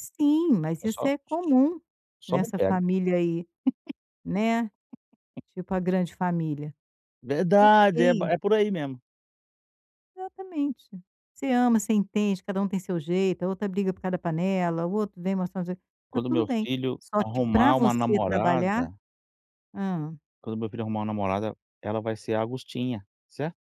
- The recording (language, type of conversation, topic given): Portuguese, advice, Como posso me concentrar em uma única tarefa por vez?
- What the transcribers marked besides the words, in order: other background noise; chuckle